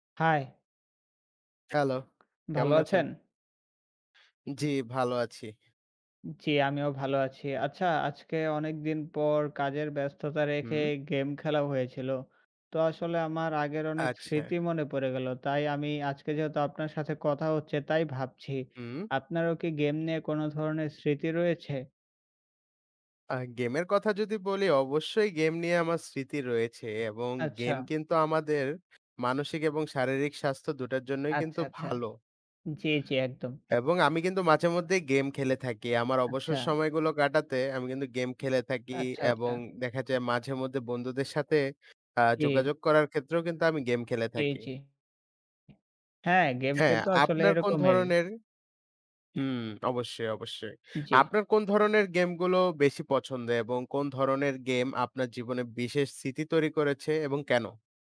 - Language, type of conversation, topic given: Bengali, unstructured, কোন কোন গেম আপনার কাছে বিশেষ, এবং কেন সেগুলো আপনার পছন্দের তালিকায় আছে?
- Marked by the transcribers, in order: none